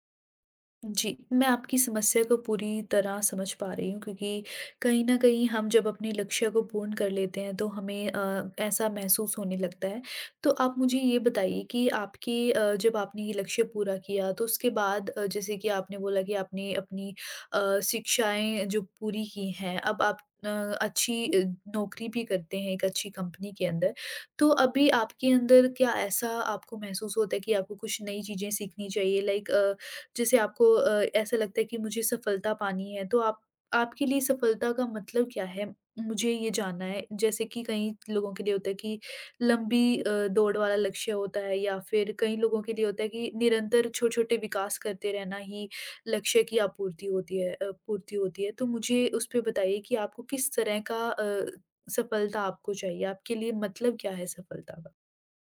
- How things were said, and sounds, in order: in English: "लाइक"
- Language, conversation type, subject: Hindi, advice, बड़े लक्ष्य हासिल करने के बाद मुझे खालीपन और दिशा की कमी क्यों महसूस होती है?